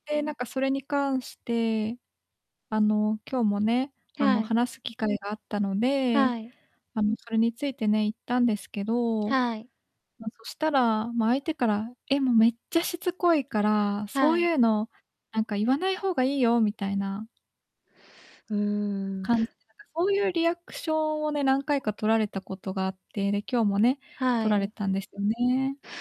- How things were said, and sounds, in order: other background noise; distorted speech; tapping
- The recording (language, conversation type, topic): Japanese, advice, 友達に過去の失敗を何度も責められて落ち込むとき、どんな状況でどんな気持ちになりますか？